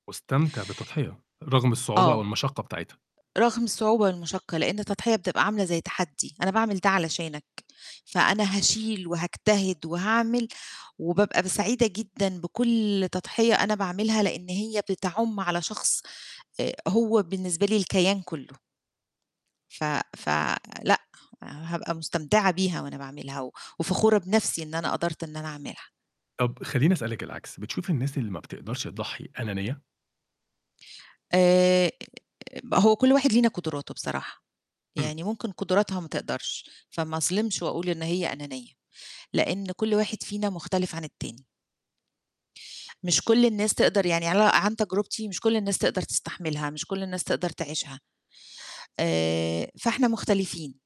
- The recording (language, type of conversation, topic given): Arabic, podcast, احكيلي عن موقف علّمك يعني إيه تضحية؟
- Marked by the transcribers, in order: none